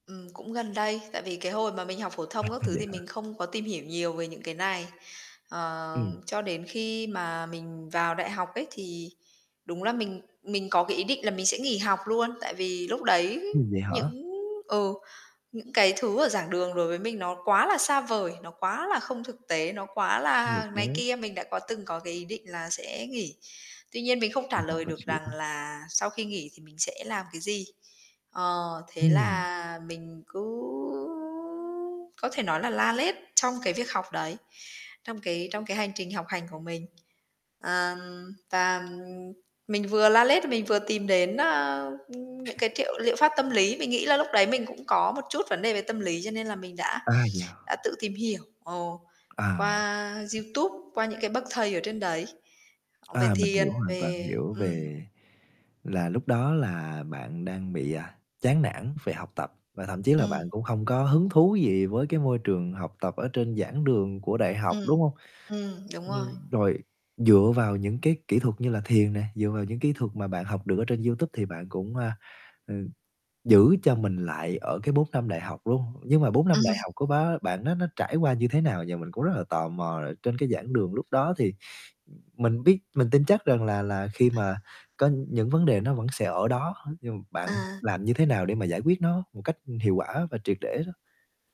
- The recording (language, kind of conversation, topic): Vietnamese, podcast, Làm sao bạn giữ được động lực học khi cảm thấy chán nản?
- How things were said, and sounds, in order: static; distorted speech; drawn out: "cứ"; chuckle; tapping; other background noise; other noise; laughing while speaking: "Ừm"; unintelligible speech